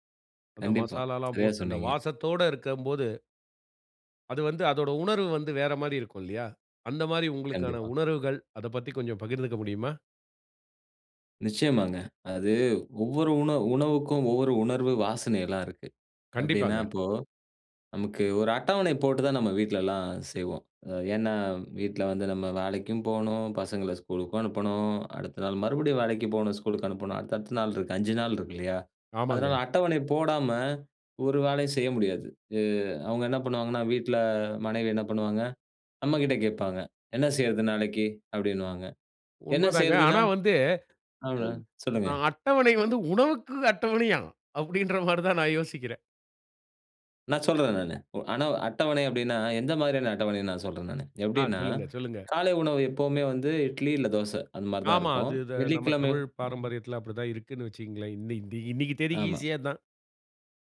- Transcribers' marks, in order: tapping; laughing while speaking: "அப்படீன்ற மாரி தான்"
- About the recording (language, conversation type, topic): Tamil, podcast, உணவின் வாசனை உங்கள் உணர்வுகளை எப்படித் தூண்டுகிறது?